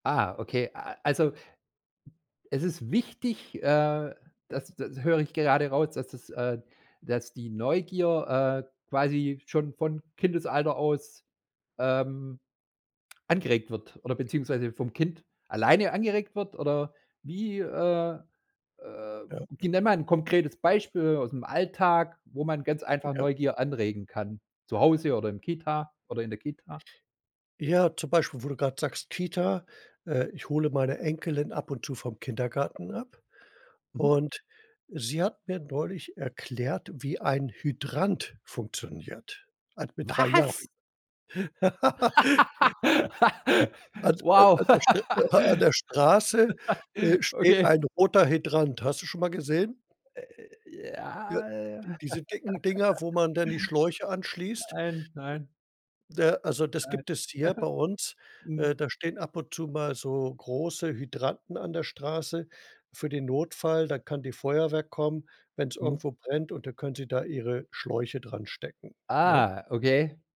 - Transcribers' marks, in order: tapping; other background noise; surprised: "Was?"; laugh; chuckle; chuckle
- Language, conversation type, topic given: German, podcast, Wie kann man die Neugier von Kindern am besten fördern?